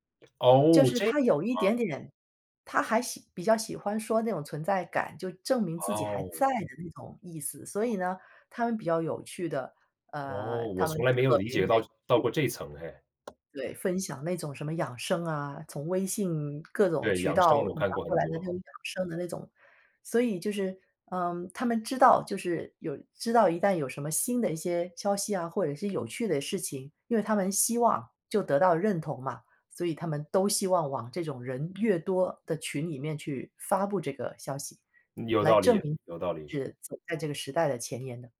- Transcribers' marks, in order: other background noise
- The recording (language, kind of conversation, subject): Chinese, podcast, 什么时候应该把群聊里的话题转到私聊处理？